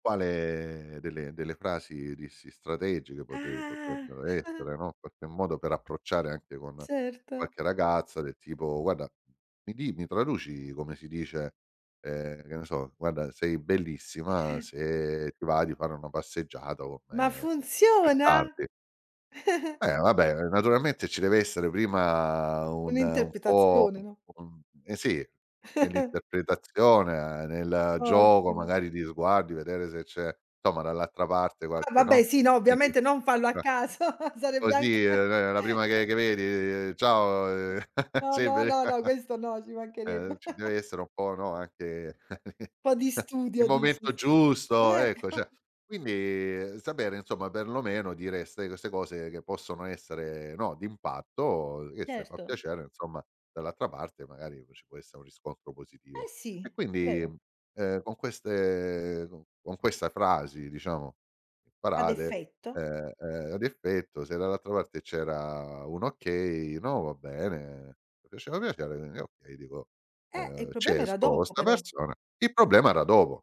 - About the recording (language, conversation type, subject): Italian, podcast, Come impari a comunicare senza conoscere la lingua locale?
- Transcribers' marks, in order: drawn out: "Ah"; chuckle; other background noise; chuckle; chuckle; laughing while speaking: "sarebbe anche"; chuckle; other noise; chuckle; laughing while speaking: "Ecco"